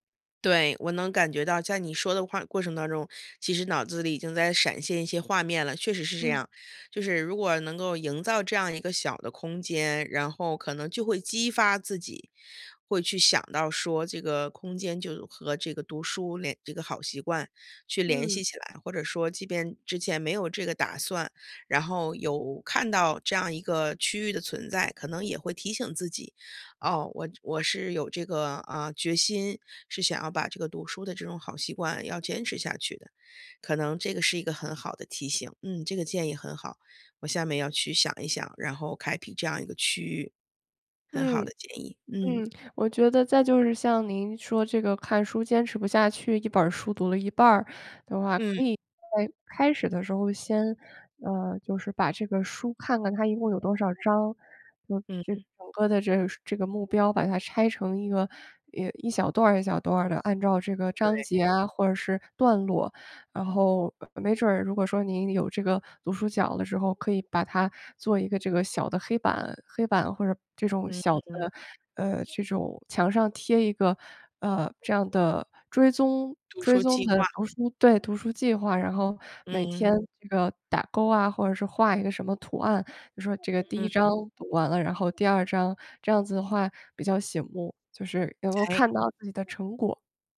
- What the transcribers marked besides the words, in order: none
- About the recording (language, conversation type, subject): Chinese, advice, 我努力培养好习惯，但总是坚持不久，该怎么办？